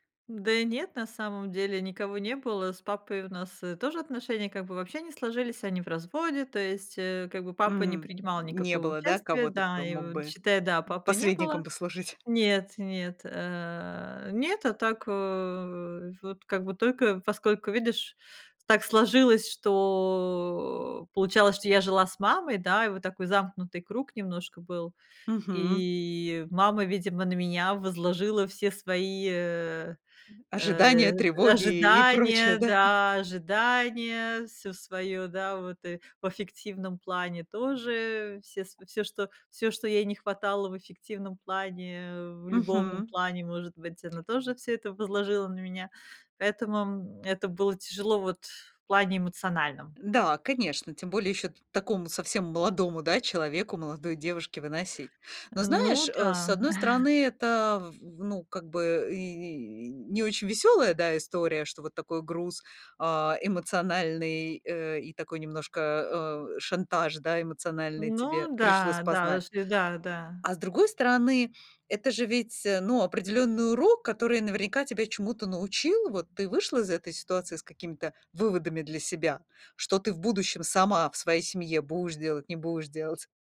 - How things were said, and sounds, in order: tapping; other noise; laughing while speaking: "прочее, да?"; other background noise; chuckle
- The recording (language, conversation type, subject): Russian, podcast, Как реагировать на манипуляции родственников?